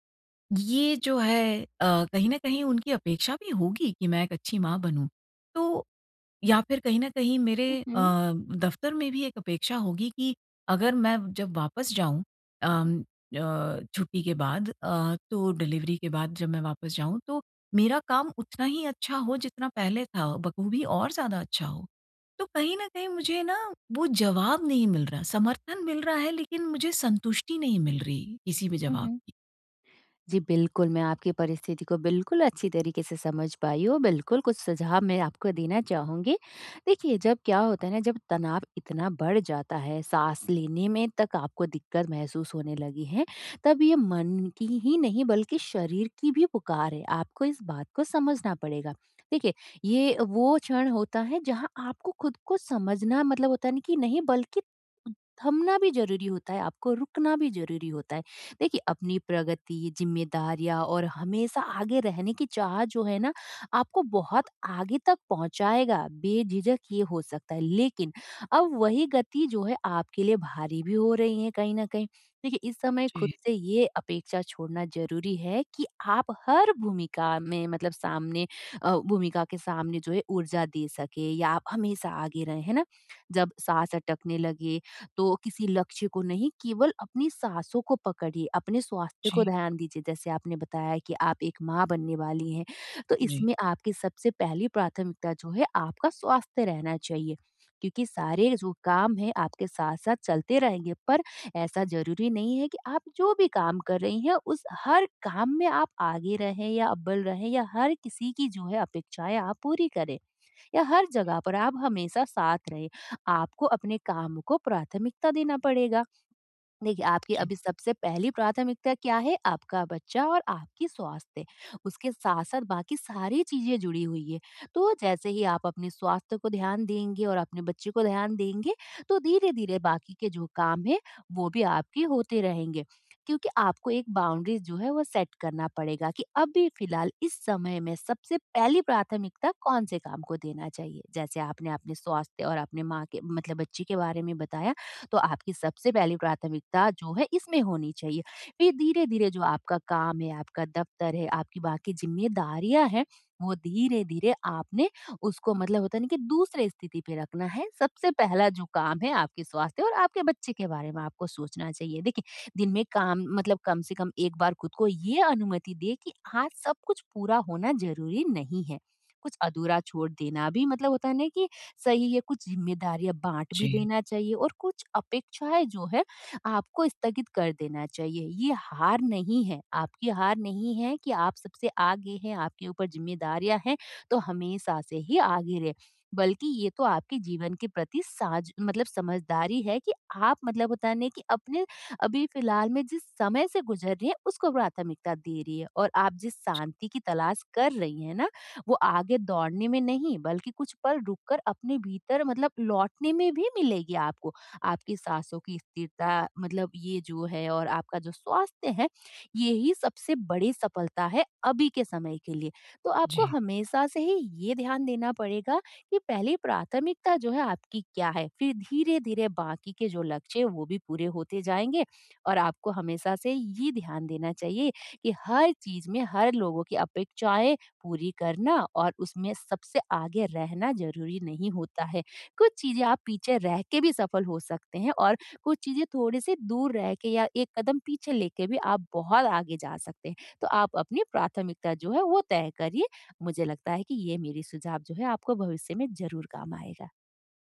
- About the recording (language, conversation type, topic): Hindi, advice, सफलता के दबाव से निपटना
- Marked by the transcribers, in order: in English: "बाउंड्रीज़"; in English: "सेट"